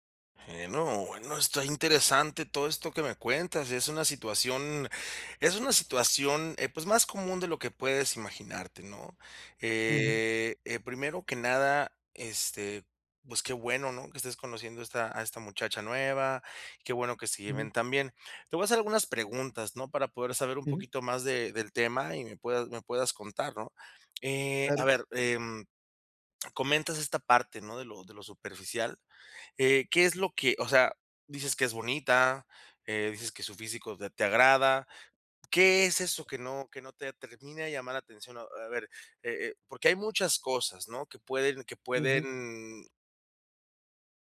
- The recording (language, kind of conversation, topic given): Spanish, advice, ¿Cómo puedo mantener la curiosidad cuando todo cambia a mi alrededor?
- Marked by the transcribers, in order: none